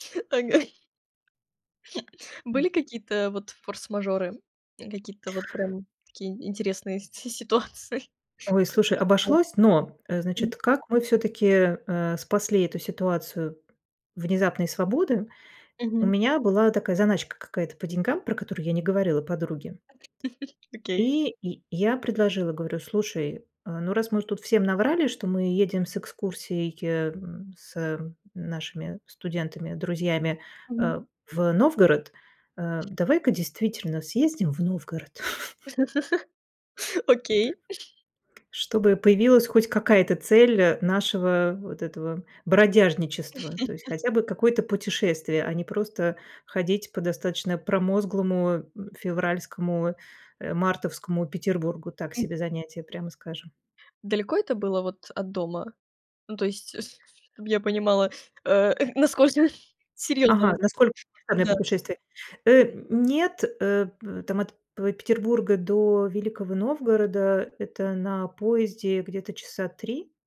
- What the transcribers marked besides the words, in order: tapping; chuckle; laugh; other noise; chuckle; laugh; other background noise; chuckle; laugh; laughing while speaking: "насколько"
- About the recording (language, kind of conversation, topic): Russian, podcast, Каким было ваше приключение, которое началось со спонтанной идеи?